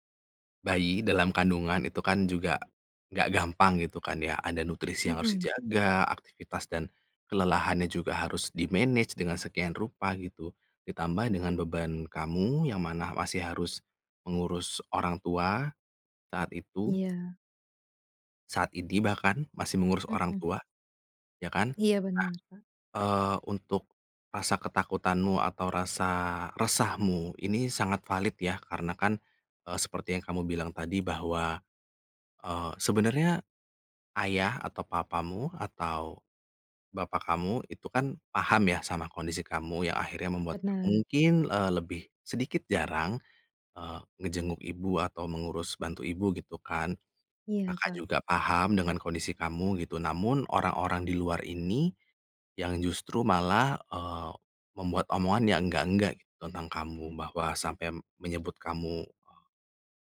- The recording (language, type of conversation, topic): Indonesian, advice, Bagaimana sebaiknya saya menyikapi gosip atau rumor tentang saya yang sedang menyebar di lingkungan pergaulan saya?
- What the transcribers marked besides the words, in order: in English: "di-manage"; other background noise